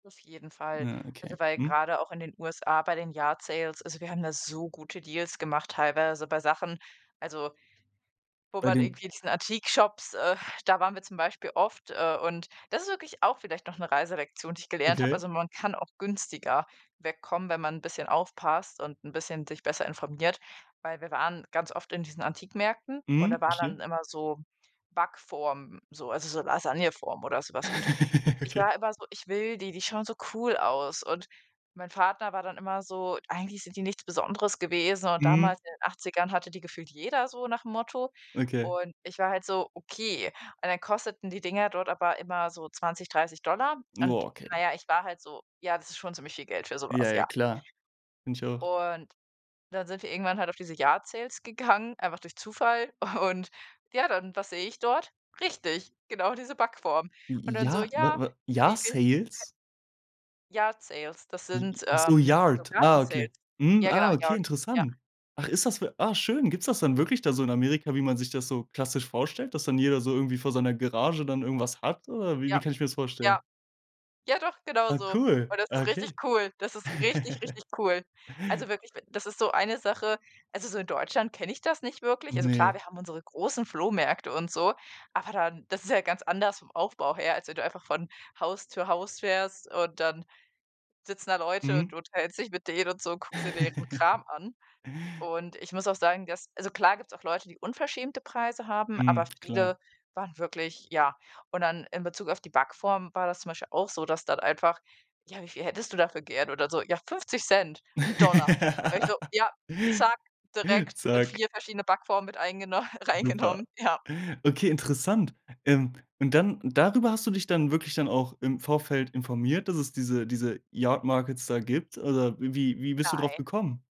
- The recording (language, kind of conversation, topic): German, podcast, Welche Lektion vom Reisen nimmst du jedes Mal mit nach Hause?
- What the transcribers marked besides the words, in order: in English: "Yard Sales"; stressed: "so"; giggle; in English: "Yard Sales"; laughing while speaking: "gegangen"; laughing while speaking: "und"; in English: "Yard Sales"; in English: "Yard"; in English: "Yard"; chuckle; chuckle; laugh; laughing while speaking: "eingeno reingenommen"; chuckle; in English: "Yard Markets"